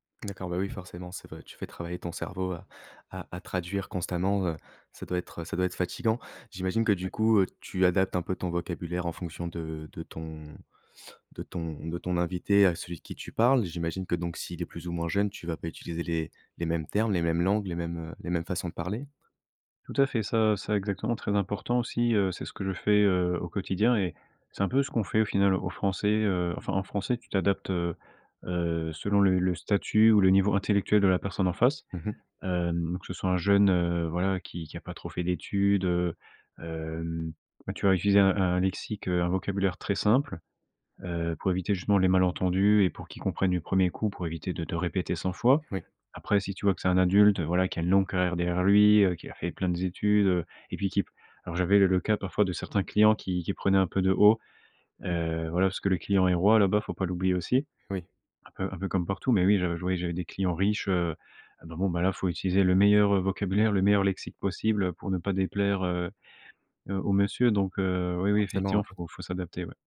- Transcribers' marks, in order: other background noise
- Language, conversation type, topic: French, podcast, Comment jongles-tu entre deux langues au quotidien ?
- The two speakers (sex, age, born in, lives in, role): male, 20-24, France, France, host; male, 25-29, France, France, guest